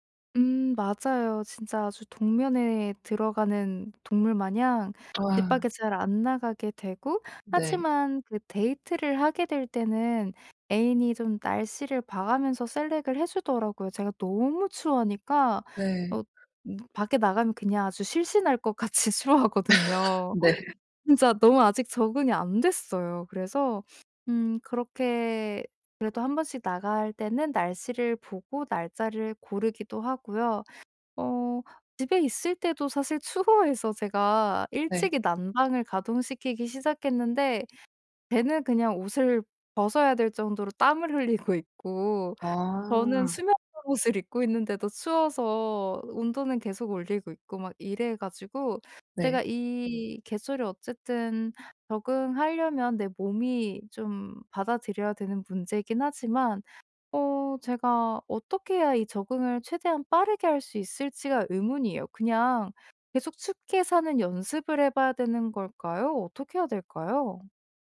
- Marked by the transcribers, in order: other background noise; in English: "셀렉트를"; tapping; laugh; laughing while speaking: "같이 추워하거든요"; laughing while speaking: "네"; laughing while speaking: "추워해서"
- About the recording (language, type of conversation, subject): Korean, advice, 새로운 기후와 계절 변화에 어떻게 적응할 수 있을까요?
- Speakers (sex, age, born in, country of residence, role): female, 25-29, South Korea, Malta, user; female, 40-44, South Korea, United States, advisor